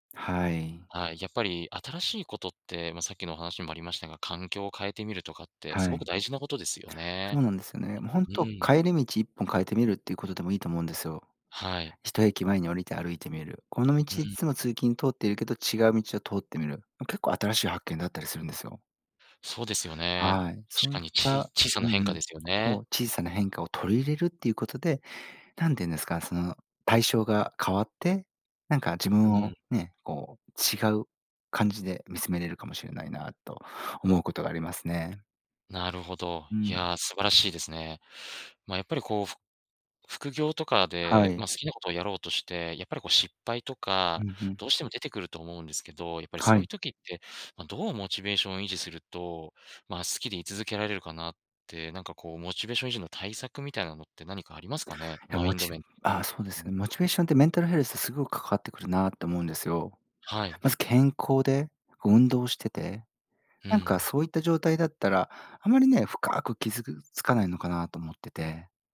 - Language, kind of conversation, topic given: Japanese, podcast, 好きなことを仕事にするコツはありますか？
- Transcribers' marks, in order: other background noise; other noise